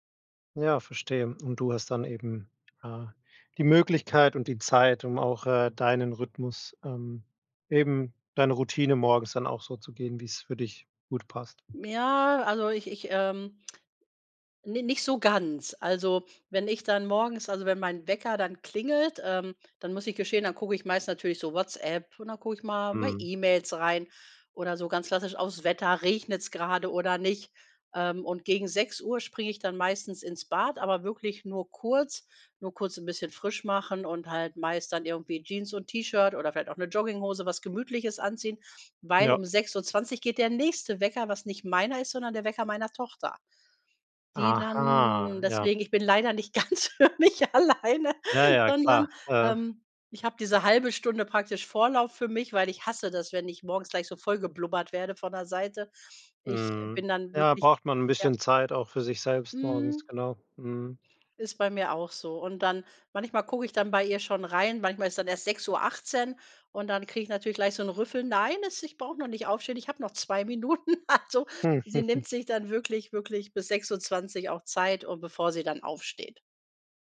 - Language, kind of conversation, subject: German, podcast, Wie sieht dein typischer Morgen zu Hause aus?
- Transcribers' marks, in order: other background noise; laughing while speaking: "ganz für mich alleine"; chuckle; laughing while speaking: "Also"